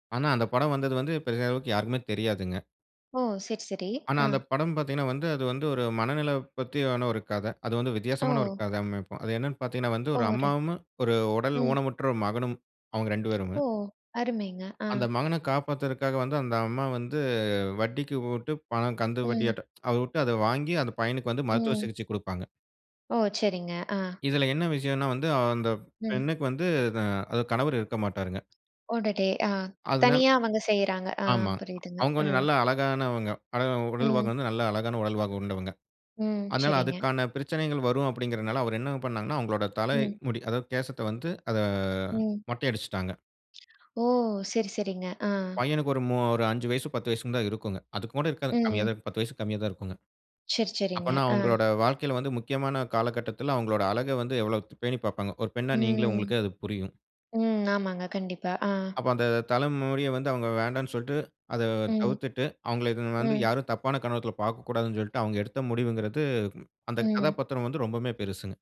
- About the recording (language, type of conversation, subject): Tamil, podcast, ஒரு பாடல் உங்களை அறிமுகப்படுத்த வேண்டுமென்றால், அது எந்தப் பாடல் ஆகும்?
- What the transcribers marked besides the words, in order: tapping; other background noise; drawn out: "வந்து"; "விட்டு" said as "வூட்டு"; tsk; "ஆமாங்க" said as "ஆமாங்"; "கொண்டவங்க" said as "உண்டவங்க"; drawn out: "அத"; lip smack